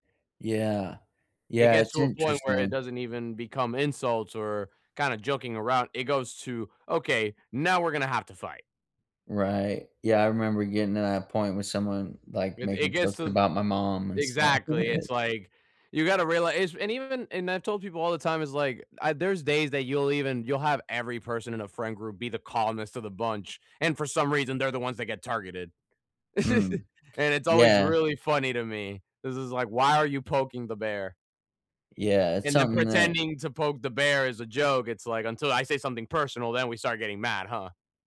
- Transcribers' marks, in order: chuckle; other background noise; chuckle
- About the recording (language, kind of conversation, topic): English, unstructured, What makes certain lessons stick with you long after you learn them?
- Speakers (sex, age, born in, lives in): male, 20-24, Venezuela, United States; male, 40-44, United States, United States